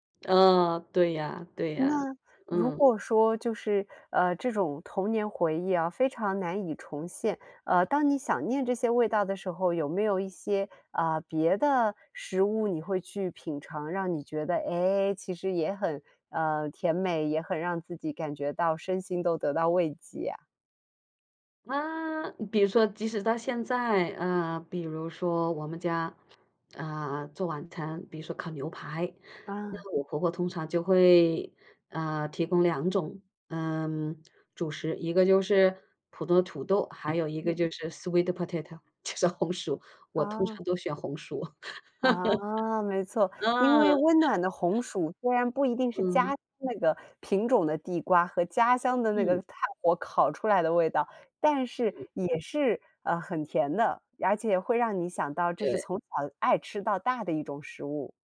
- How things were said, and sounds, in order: other background noise; in English: "sweet potato"; laugh
- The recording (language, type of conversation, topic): Chinese, podcast, 哪种味道会让你瞬间想起童年？